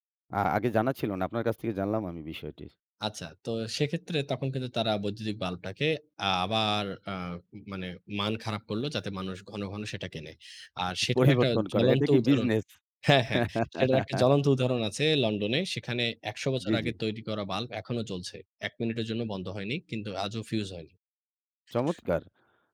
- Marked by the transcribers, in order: laughing while speaking: "পরিবর্তন করা"; laugh; other background noise
- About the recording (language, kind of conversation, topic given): Bengali, unstructured, স্বয়ংক্রিয় প্রযুক্তি কি মানুষের চাকরি কেড়ে নিচ্ছে?
- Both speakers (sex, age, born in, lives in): male, 25-29, Bangladesh, Bangladesh; male, 40-44, Bangladesh, Bangladesh